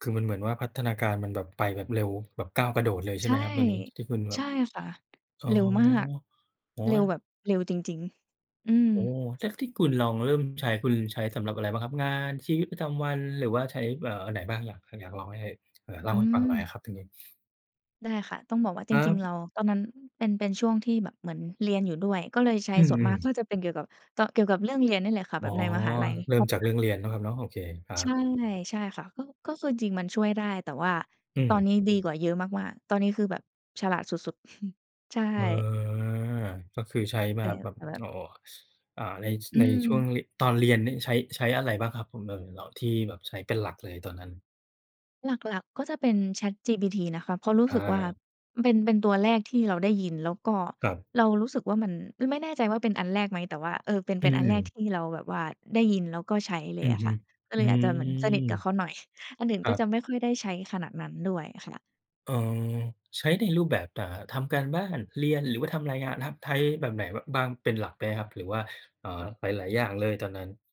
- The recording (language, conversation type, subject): Thai, podcast, คุณคิดอย่างไรกับการใช้ปัญญาประดิษฐ์ในชีวิตประจำวัน?
- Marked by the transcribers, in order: "แล้ว" said as "แท๊ก"; tsk; sniff; chuckle; drawn out: "เออ"; other noise; drawn out: "อืม"; chuckle